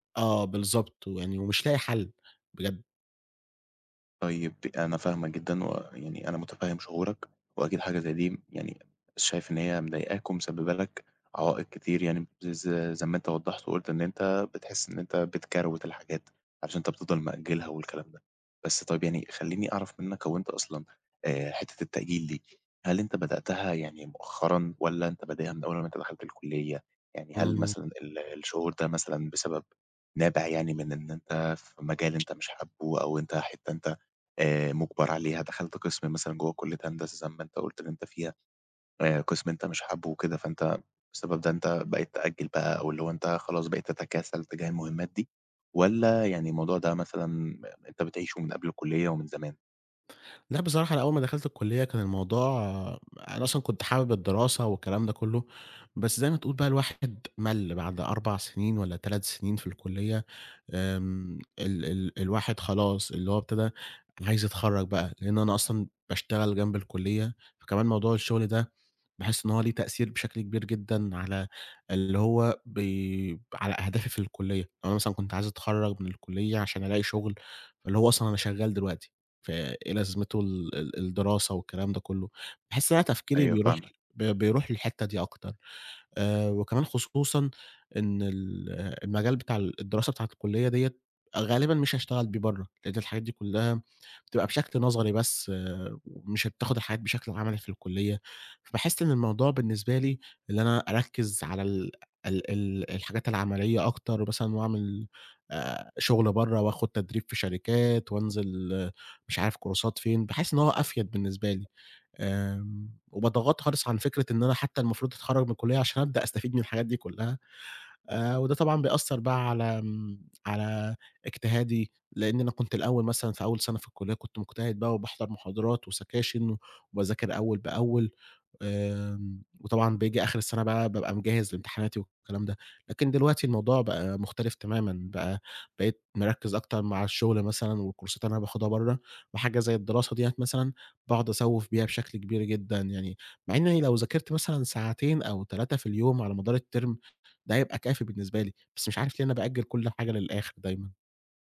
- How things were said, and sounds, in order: other background noise; "مثلًا" said as "بثلًا"; in English: "كورسات"; in English: "وسكاشن"; in English: "والكورسات"; in English: "الterm"
- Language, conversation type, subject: Arabic, advice, إزاي أبطل التسويف وأنا بشتغل على أهدافي المهمة؟